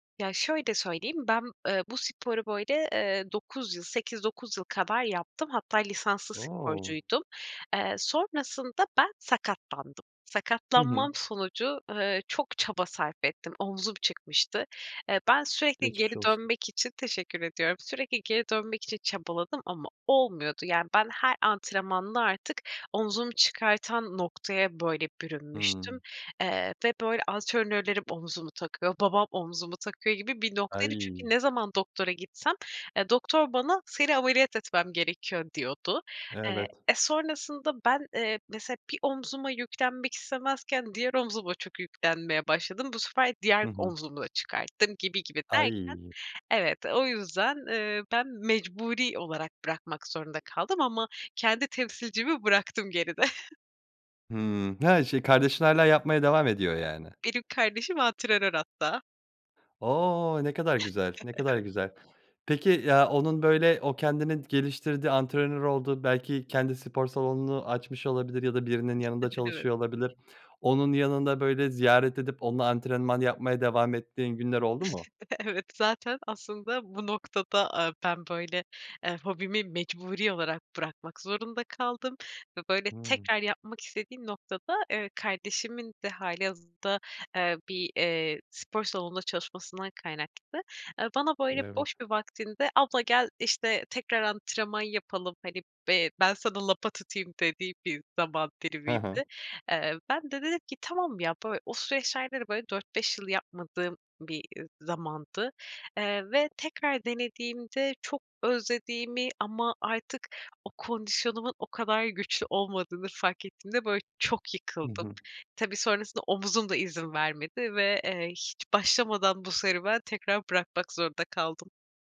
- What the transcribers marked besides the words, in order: other background noise; chuckle; chuckle; chuckle; chuckle; tapping
- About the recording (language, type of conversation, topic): Turkish, podcast, Bıraktığın hangi hobiye yeniden başlamak isterdin?